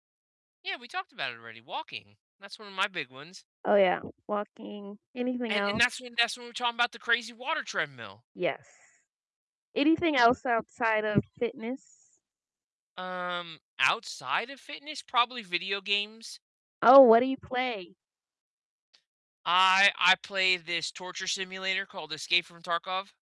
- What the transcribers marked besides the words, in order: tapping
- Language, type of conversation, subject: English, unstructured, What simple routine improves your mood the most?